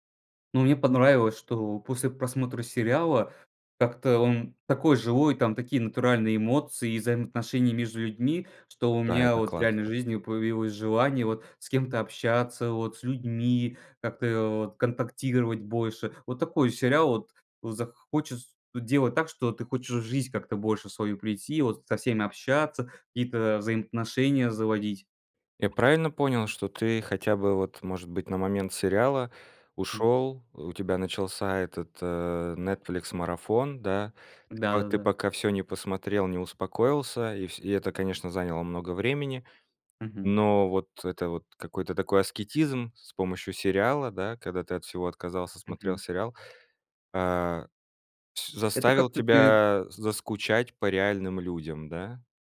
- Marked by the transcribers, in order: other noise; unintelligible speech
- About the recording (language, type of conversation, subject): Russian, podcast, Какой сериал стал для тебя небольшим убежищем?